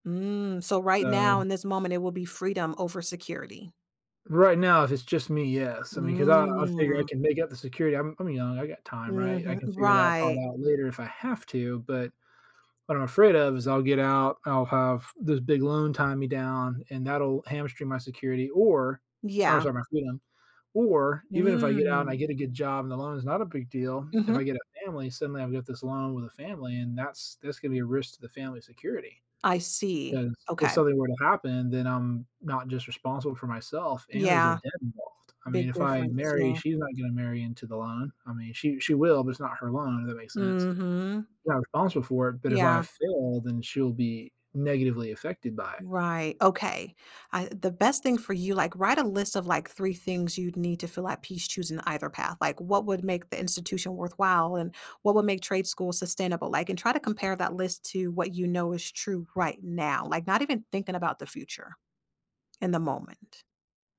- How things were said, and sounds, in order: drawn out: "Mm"; tapping
- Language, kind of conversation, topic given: English, advice, How do I decide which goals to prioritize?